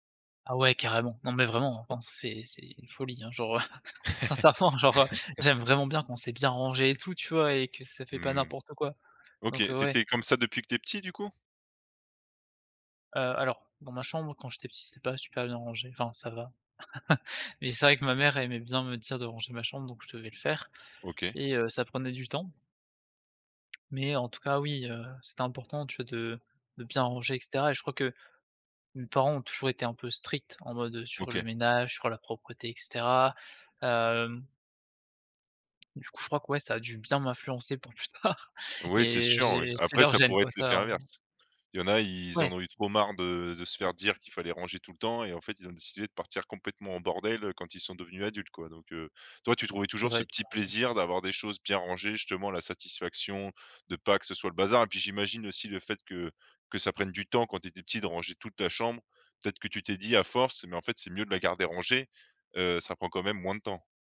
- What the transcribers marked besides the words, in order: laughing while speaking: "heu, sincèrement genre, heu"; laugh; laugh; other background noise; stressed: "bien"; laughing while speaking: "plus tard"
- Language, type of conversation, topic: French, podcast, Comment ranges-tu tes papiers importants et tes factures ?